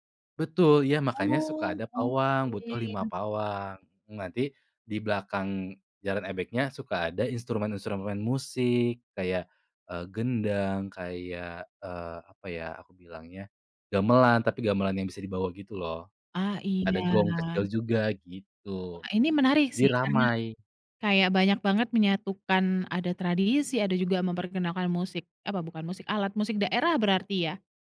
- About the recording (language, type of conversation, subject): Indonesian, podcast, Bagaimana tradisi lokal di kampungmu yang berkaitan dengan pergantian musim?
- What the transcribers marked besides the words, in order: drawn out: "iya"